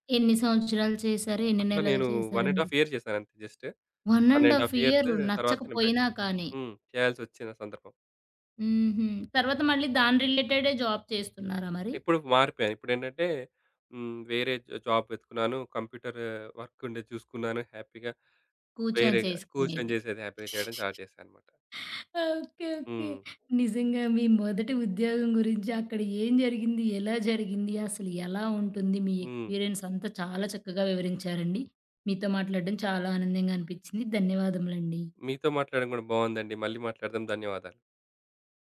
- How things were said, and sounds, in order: in English: "వన్ అండ్ హాఫ్ ఇయర్"; in English: "జస్ట్. వన్ అండ్ హాఫ్ ఇయర్స్"; in English: "జాబ్"; tapping; in English: "జాబ్"; in English: "వర్క్"; in English: "హ్యాపీగా"; in English: "హ్యాపీగా"; in English: "స్టార్ట్"; giggle; in English: "ఎక్స్‌పీరియెన్స్"; other background noise
- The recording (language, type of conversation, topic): Telugu, podcast, మీ మొదటి ఉద్యోగం ఎలా ఎదురైంది?